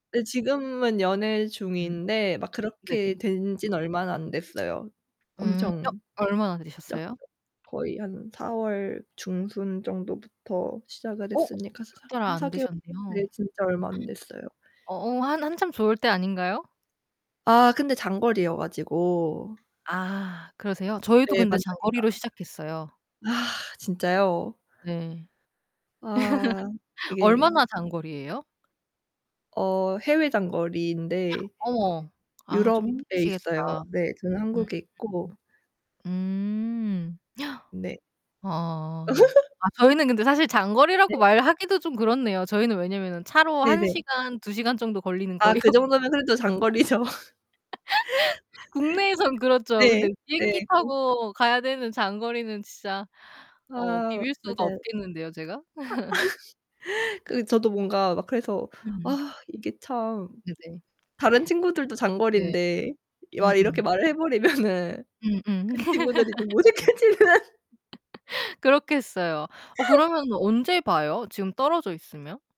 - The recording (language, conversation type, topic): Korean, unstructured, 연애에서 가장 중요한 가치는 무엇이라고 생각하시나요?
- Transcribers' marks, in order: tapping; distorted speech; other background noise; gasp; laugh; gasp; gasp; laugh; laughing while speaking: "거리였거든요"; laugh; laughing while speaking: "장거리죠"; laugh; laugh; laughing while speaking: "해 버리면은"; laugh; laughing while speaking: "무색해지는"